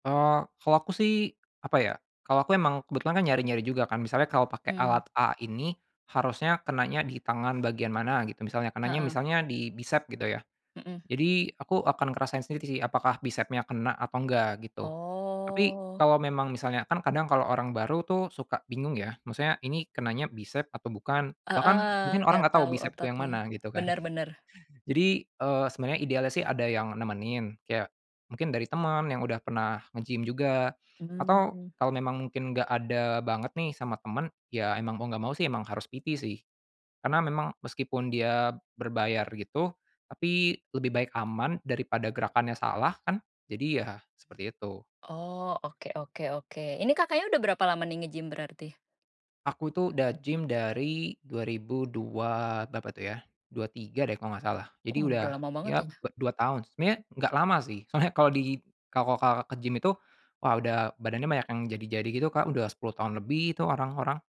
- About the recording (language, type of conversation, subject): Indonesian, podcast, Apa trikmu supaya tidak malas berolahraga?
- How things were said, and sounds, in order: drawn out: "Oh"; other background noise; tapping